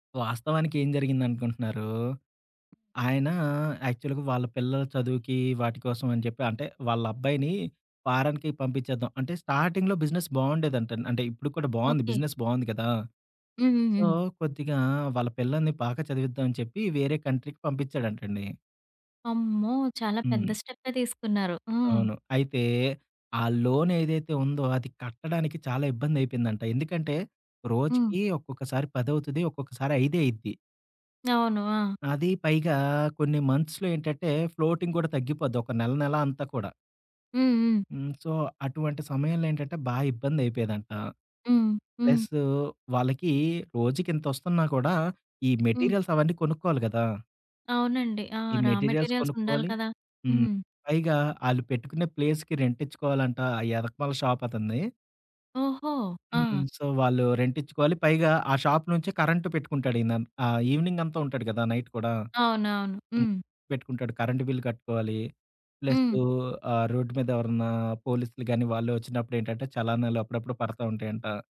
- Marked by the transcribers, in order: in English: "యాక్చువల్‌గా"; other background noise; in English: "ఫారన్‌కి"; in English: "స్టార్టింగ్‌లో బిజినెస్"; in English: "బిజినెస్"; in English: "సో"; in English: "కంట్రీకి"; in English: "లోన్"; in English: "మంత్స్‌లో"; in English: "ఫ్లోటింగ్"; tapping; in English: "సో"; in English: "మెటీరియల్స్"; in English: "రా మెటీరియల్స్"; in English: "మెటీరియల్స్"; in English: "ప్లేస్‌కి రెంట్"; in English: "సో"; in English: "కరెంట్"; in English: "ఈవినింగ్"; in English: "నైట్"; in English: "కరెంట్ బిల్"
- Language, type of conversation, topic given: Telugu, podcast, ఒక స్థానిక మార్కెట్‌లో మీరు కలిసిన విక్రేతతో జరిగిన సంభాషణ మీకు ఎలా గుర్తుంది?